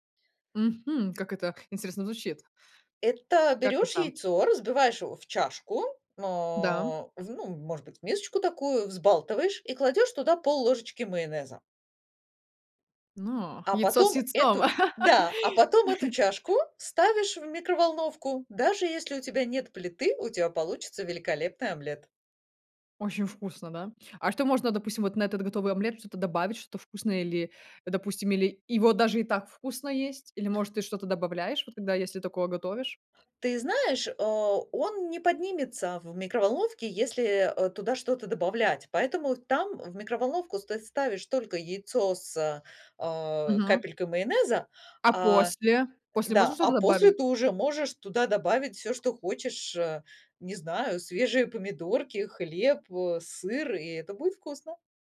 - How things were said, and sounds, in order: other background noise; laugh
- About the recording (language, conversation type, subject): Russian, podcast, Какие базовые кулинарные техники должен знать каждый?